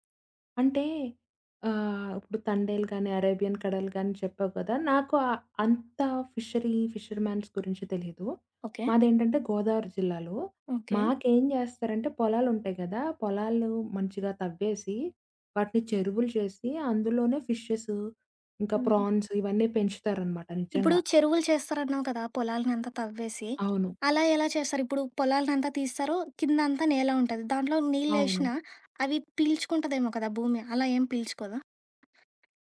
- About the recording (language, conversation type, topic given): Telugu, podcast, మత్స్య ఉత్పత్తులను సుస్థిరంగా ఎంపిక చేయడానికి ఏమైనా సూచనలు ఉన్నాయా?
- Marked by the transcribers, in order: in English: "ఫిషరీ, ఫిషర్ మ్యాన్స్"; tapping; in English: "ఫ్రాన్స్"